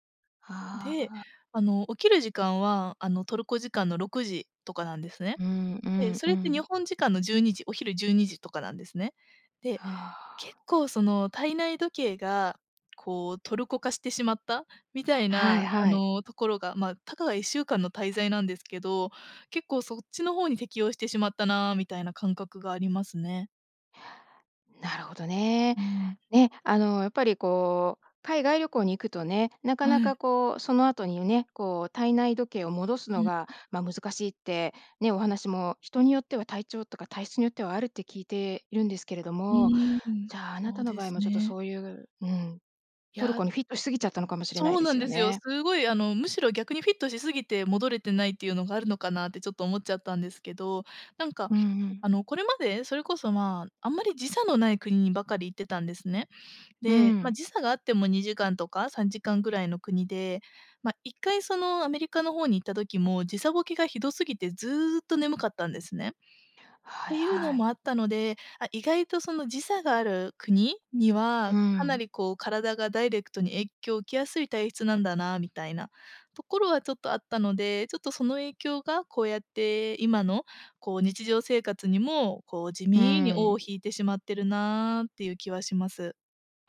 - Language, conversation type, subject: Japanese, advice, 眠れない夜が続いて日中ボーッとするのですが、どうすれば改善できますか？
- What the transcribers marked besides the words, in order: none